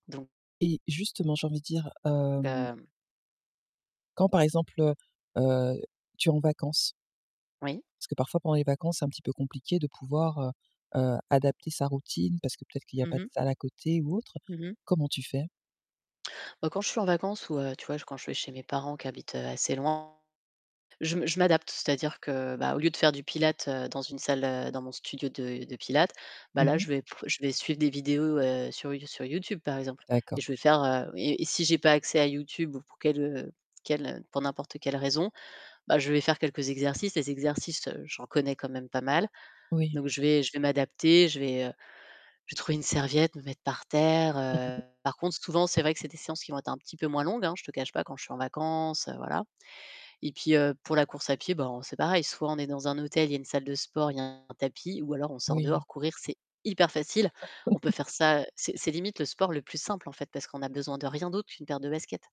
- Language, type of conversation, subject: French, podcast, Qu’est-ce qui t’aide à maintenir une routine sur le long terme ?
- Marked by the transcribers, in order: distorted speech; chuckle; stressed: "hyper"; laugh